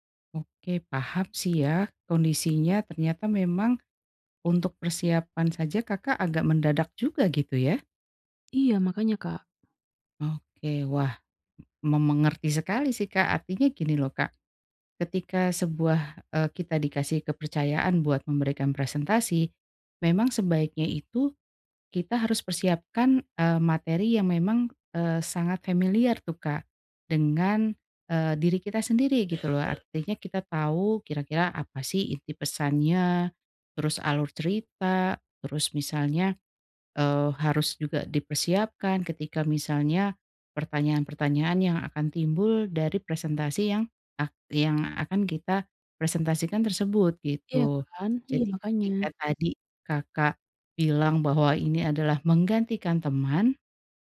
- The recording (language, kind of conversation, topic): Indonesian, advice, Bagaimana cara mengatasi kecemasan sebelum presentasi di depan banyak orang?
- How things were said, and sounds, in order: other background noise; background speech